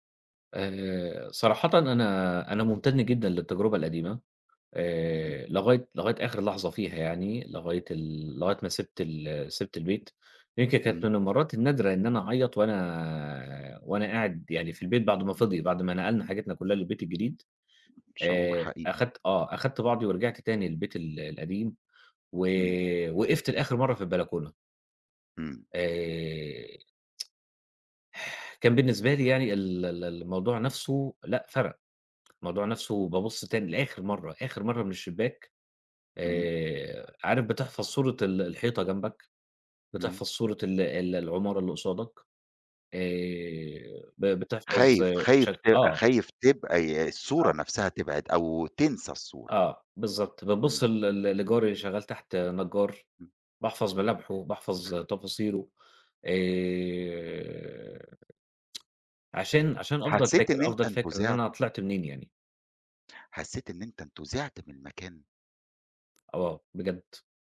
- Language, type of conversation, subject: Arabic, podcast, ايه العادات الصغيرة اللي بتعملوها وبتخلي البيت دافي؟
- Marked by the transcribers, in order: tapping; other background noise; tsk; sigh; tsk